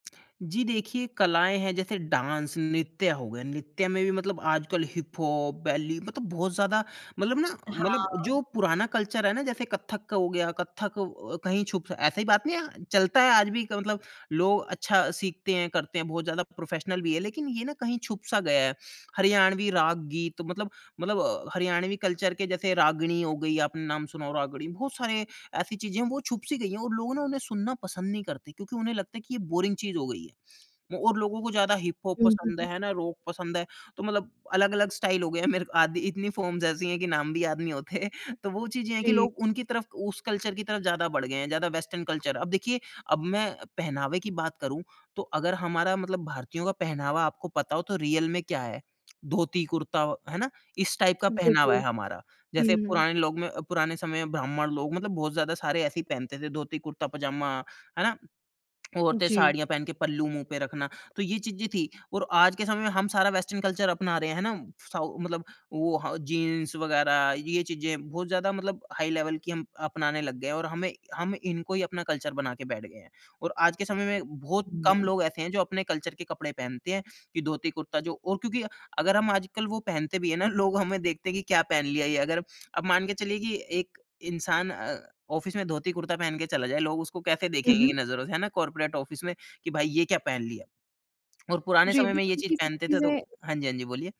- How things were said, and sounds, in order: in English: "डांस"; in English: "कल्चर"; in English: "प्रोफेशनल"; in English: "कल्चर"; in English: "बोरिंग"; in English: "स्टाइल"; in English: "फॉर्म्स"; laughing while speaking: "होते"; in English: "कल्चर"; in English: "वेस्टर्न कल्चर"; in English: "रियल"; in English: "टाइप"; in English: "वेस्टर्न कल्चर"; in English: "हाई लेवल"; in English: "कल्चर"; in English: "कल्चर"; laughing while speaking: "लोग हमें"; in English: "ऑफिस"; in English: "कॉर्पोरेट ऑफिस"
- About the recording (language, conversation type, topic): Hindi, podcast, क्या आप अब पहले से ज़्यादा विदेशी सामग्री देखने लगे हैं?